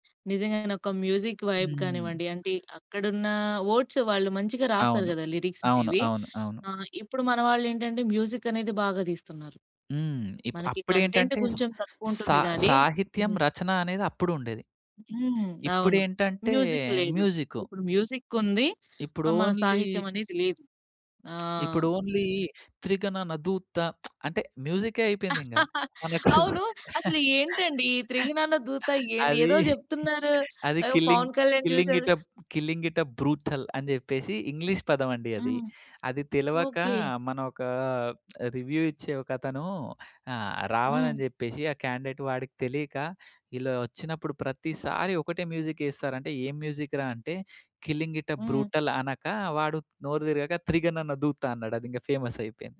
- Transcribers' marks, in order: tapping; in English: "మ్యూజిక్ వైబ్"; in English: "వర్డ్స్"; in English: "లిరిక్స్"; in English: "కంటెంట్"; other background noise; in English: "మ్యూజిక్"; in English: "మ్యూజిక్"; in English: "ఓన్లీ"; lip smack; in English: "ఓన్లీ"; lip smack; chuckle; laugh; in English: "కిల్లింగ్, కిల్లింగ్ ఇట్ అప్, కిల్లింగ్ ఇట్ అప్ బ్రూటల్"; lip smack; in English: "రివ్యూ"; in English: "క్యాండిడేట్"; in English: "కిల్లింగ్ ఇట్ అప్ బ్రూటల్"
- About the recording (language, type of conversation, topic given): Telugu, podcast, పాత పాటలను కొత్త పాటలతో కలిపి కొత్తగా రూపొందించాలనే ఆలోచన వెనుక ఉద్దేశం ఏమిటి?